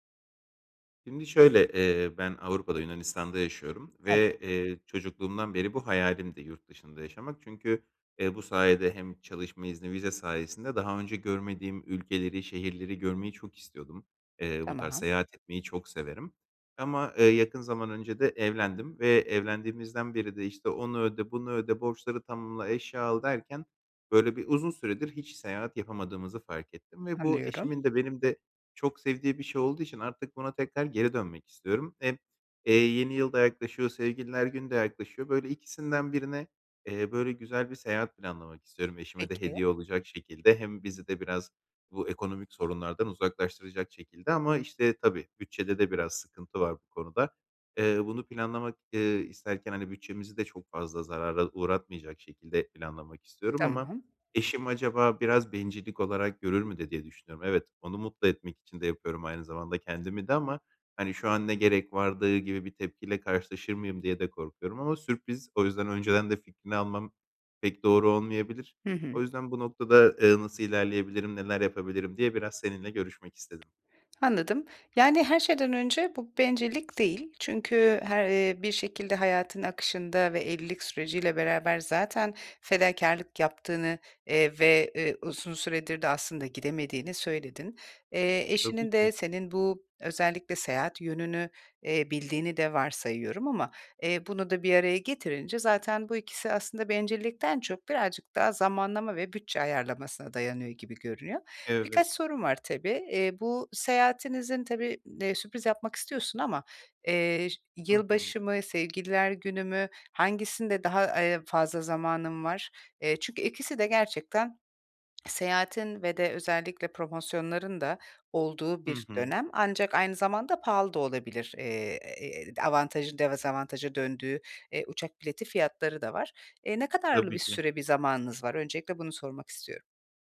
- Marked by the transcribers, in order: unintelligible speech; other background noise; tapping; swallow; unintelligible speech; "dezavantaja" said as "devazavantaja"
- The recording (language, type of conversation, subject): Turkish, advice, Seyahatimi planlarken nereden başlamalı ve nelere dikkat etmeliyim?